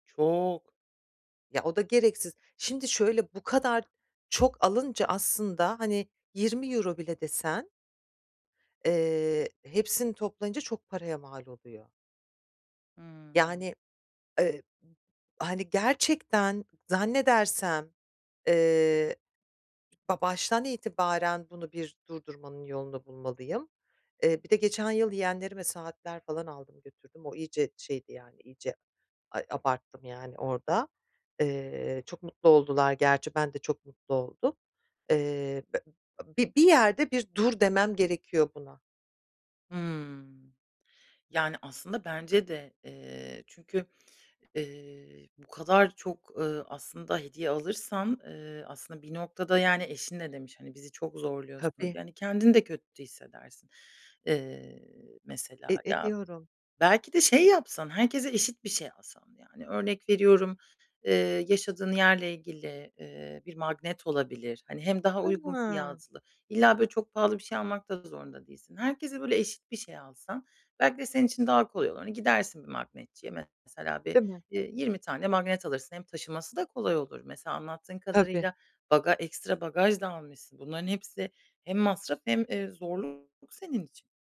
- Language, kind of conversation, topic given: Turkish, advice, Sevdiklerime uygun ve özel bir hediye seçerken nereden başlamalıyım?
- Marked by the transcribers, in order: drawn out: "Çok"